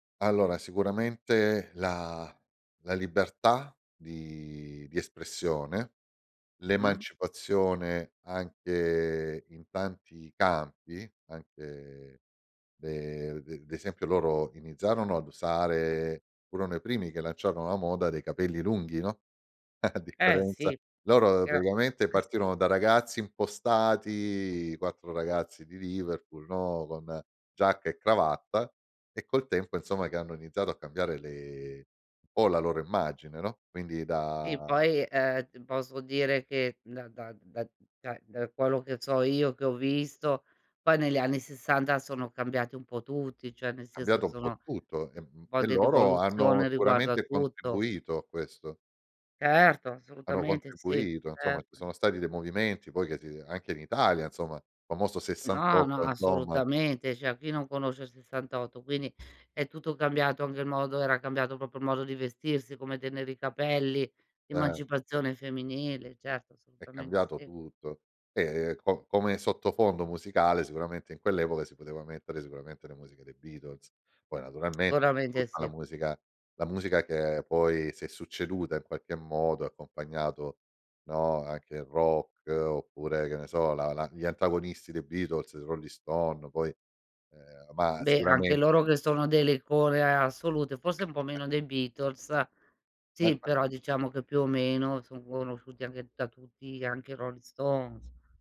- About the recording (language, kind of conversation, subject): Italian, podcast, Secondo te, che cos’è un’icona culturale oggi?
- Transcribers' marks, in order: chuckle; laughing while speaking: "a differenza"; other noise; other background noise; unintelligible speech; "cioè" said as "ceh"; tapping; "proprio" said as "popio"; chuckle; unintelligible speech